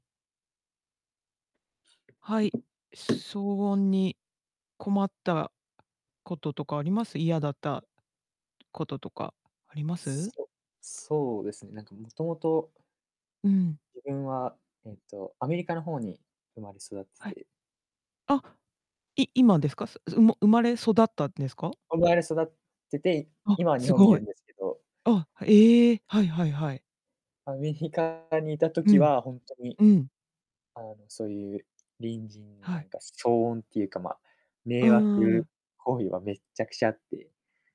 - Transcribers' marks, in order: tapping; distorted speech; other background noise
- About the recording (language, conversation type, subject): Japanese, unstructured, 隣人の騒音に困ったことはありますか？どう対処しましたか？